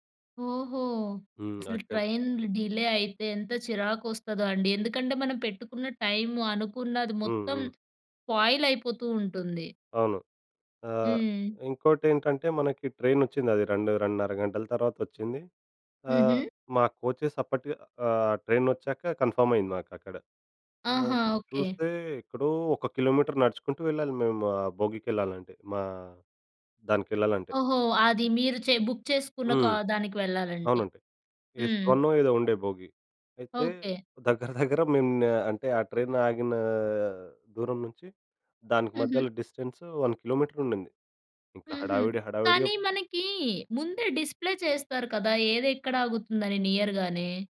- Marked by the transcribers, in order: tapping; in English: "డిలే"; in English: "కోచెస్"; in English: "కన్ఫర్మ్"; in English: "బుక్"; in English: "ఎస్"; laughing while speaking: "దగ్గర దగ్గర"; in English: "ట్రైన్"; in English: "డిస్టెన్స్ వన్"; in English: "డిస్‌ప్లే"; in English: "నియర్‌గానే?"
- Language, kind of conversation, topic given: Telugu, podcast, వర్షం లేదా రైలు ఆలస్యం వంటి అనుకోని పరిస్థితుల్లో ఆ పరిస్థితిని మీరు ఎలా నిర్వహిస్తారు?